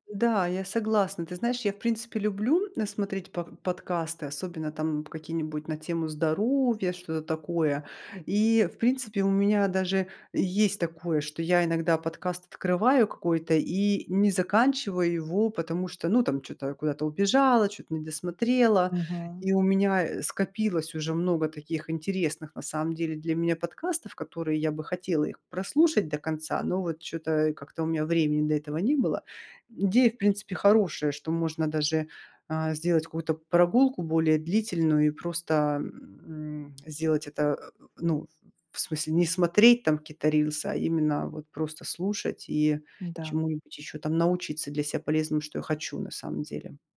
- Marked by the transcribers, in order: tapping; "какую-то" said as "кую-то"
- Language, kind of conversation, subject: Russian, advice, Как мне сократить вечернее время за экраном и меньше сидеть в интернете?